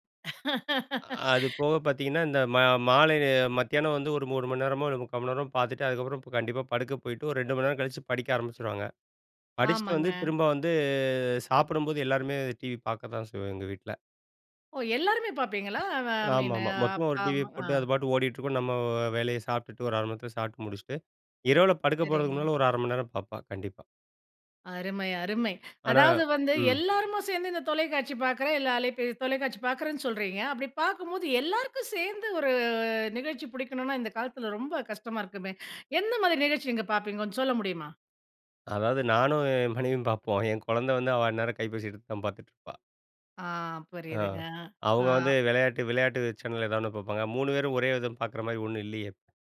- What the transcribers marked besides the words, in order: laugh; drawn out: "வந்து"; other background noise; drawn out: "ஒரு"; laughing while speaking: "என் மனைவியும் பார்ப்போம்"
- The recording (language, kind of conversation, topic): Tamil, podcast, குழந்தைகளின் தொழில்நுட்பப் பயன்பாட்டிற்கு நீங்கள் எப்படி வழிகாட்டுகிறீர்கள்?